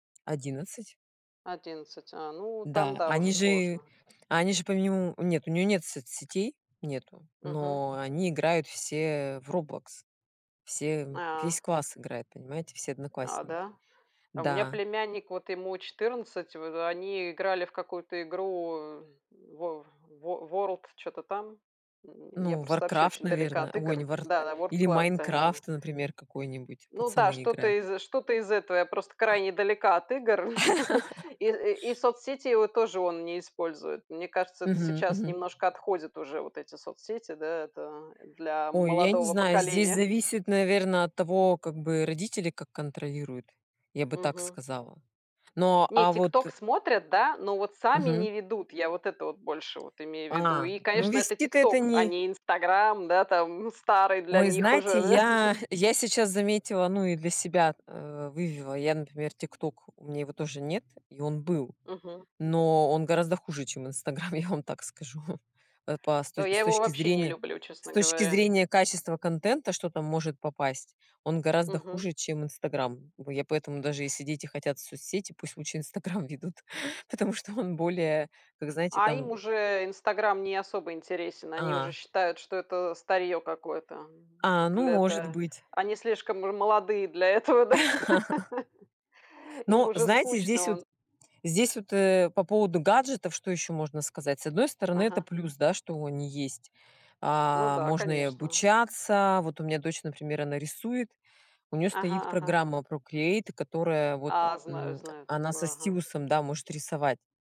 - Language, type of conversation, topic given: Russian, unstructured, Как вы считаете, стоит ли ограничивать время, которое дети проводят за гаджетами?
- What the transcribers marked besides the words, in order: other noise; laugh; tapping; chuckle; chuckle; chuckle; laughing while speaking: "Instagram ведут, потому что он более"; laugh; chuckle